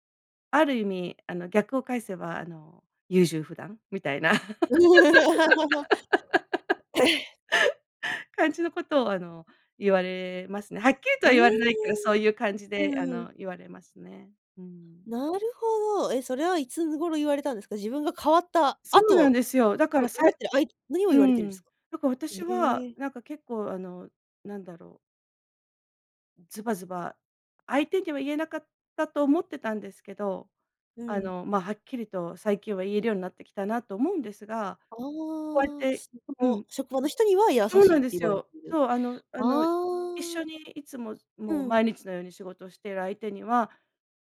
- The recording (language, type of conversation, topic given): Japanese, podcast, 最近、自分について新しく気づいたことはありますか？
- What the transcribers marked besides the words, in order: laughing while speaking: "うん"; laugh; throat clearing; laugh; surprised: "ええ"